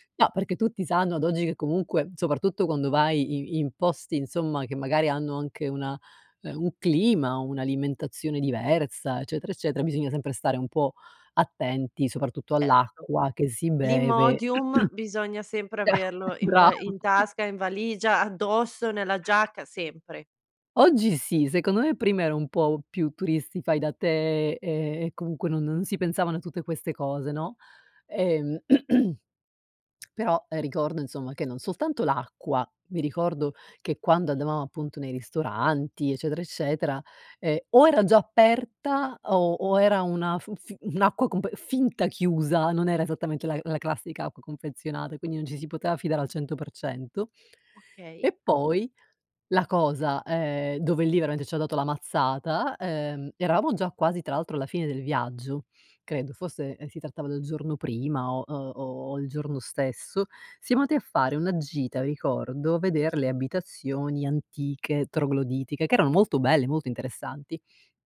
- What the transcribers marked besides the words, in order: throat clearing; chuckle; laughing while speaking: "Brava"; chuckle; throat clearing; lip smack; "andati" said as "ati"
- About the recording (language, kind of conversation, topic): Italian, podcast, Qual è stata la tua peggiore disavventura in vacanza?